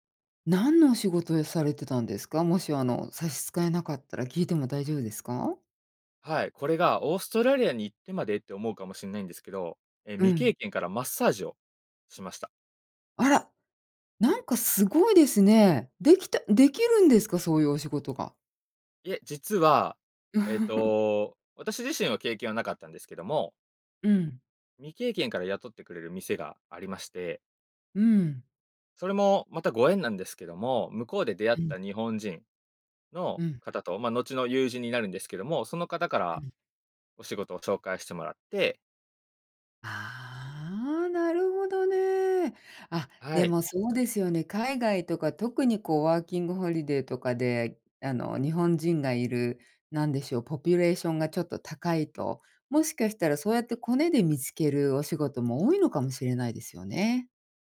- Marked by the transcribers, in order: laugh
- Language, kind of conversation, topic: Japanese, podcast, 失敗からどう立ち直りましたか？